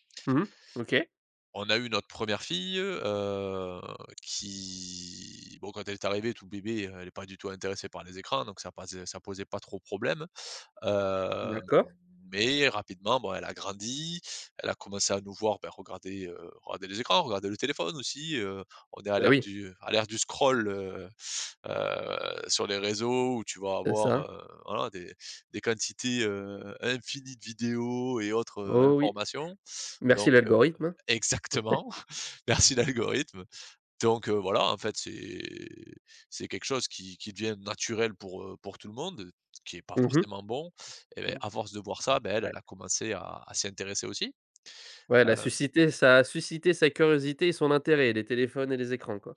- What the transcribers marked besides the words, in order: drawn out: "heu, qui"; other background noise; "posait" said as "pasait"; drawn out: "Heu"; in English: "scroll"; stressed: "scroll"; laughing while speaking: "Exactement, merci l'algorithme"; laugh; drawn out: "c'est"
- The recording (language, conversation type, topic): French, podcast, Comment gères-tu le temps d’écran en famille ?